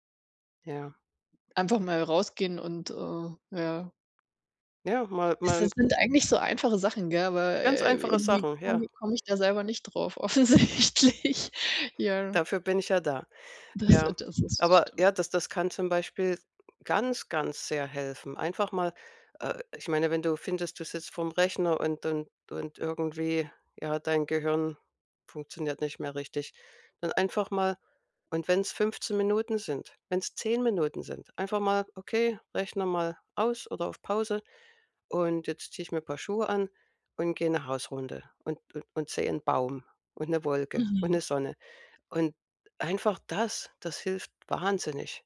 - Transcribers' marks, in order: tapping; laughing while speaking: "offensichtlich"
- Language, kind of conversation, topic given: German, advice, Wie kann ich mein Energielevel über den Tag hinweg stabil halten und optimieren?